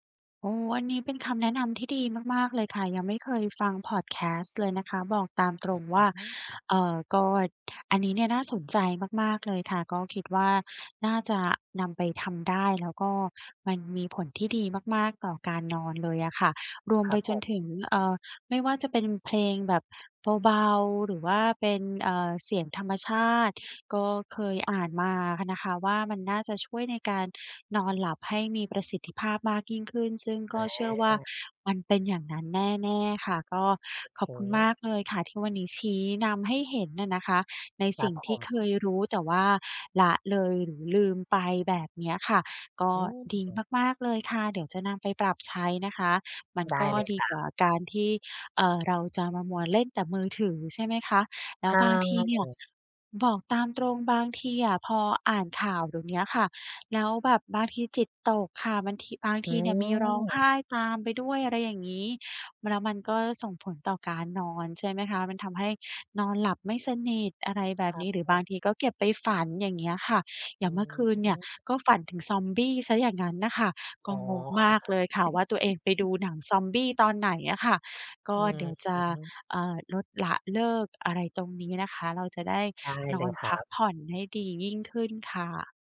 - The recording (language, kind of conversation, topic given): Thai, advice, จะจัดการเวลาว่างที่บ้านอย่างไรให้สนุกและได้พักผ่อนโดยไม่เบื่อ?
- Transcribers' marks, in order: unintelligible speech; other noise; chuckle